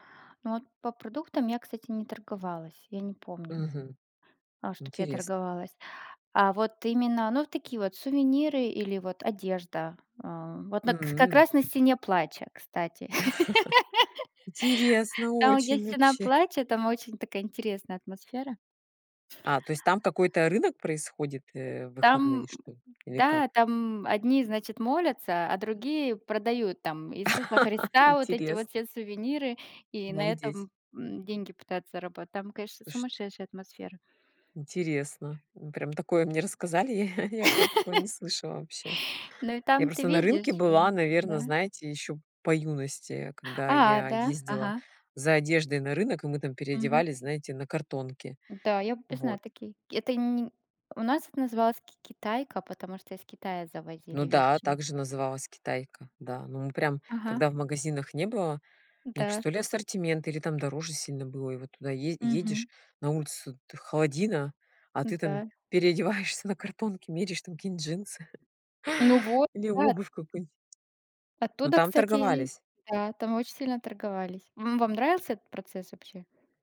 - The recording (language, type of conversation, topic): Russian, unstructured, Вы когда-нибудь пытались договориться о скидке и как это прошло?
- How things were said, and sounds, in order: chuckle; laugh; tapping; laugh; chuckle; laugh; laughing while speaking: "переодеваешься на картонке, меряешь там какие-нибудь джинсы"